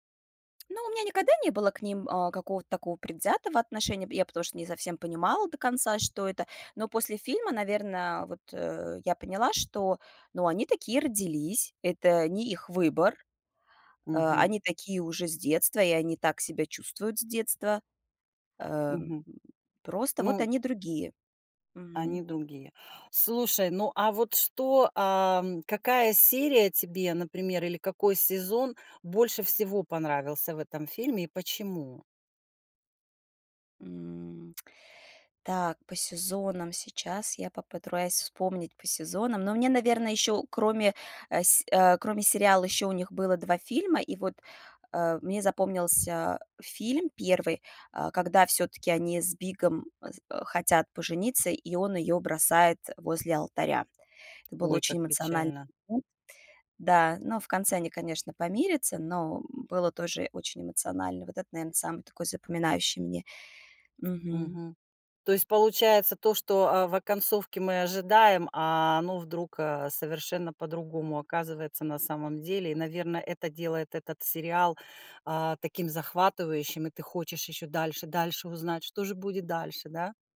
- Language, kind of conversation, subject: Russian, podcast, Какой сериал вы могли бы пересматривать бесконечно?
- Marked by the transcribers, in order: tapping; tsk; "попытаюсь" said as "попытраюсь"; grunt